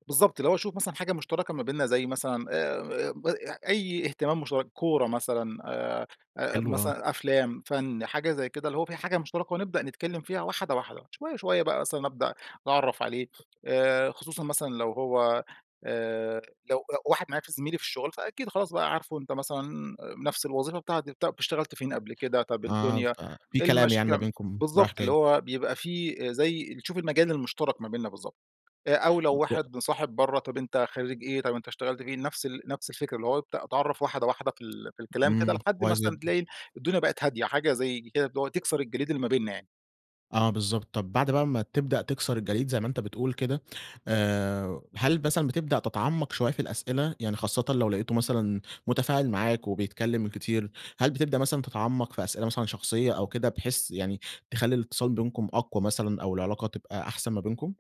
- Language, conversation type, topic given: Arabic, podcast, إيه الأسئلة اللي ممكن تسألها عشان تعمل تواصل حقيقي؟
- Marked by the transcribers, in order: tapping; unintelligible speech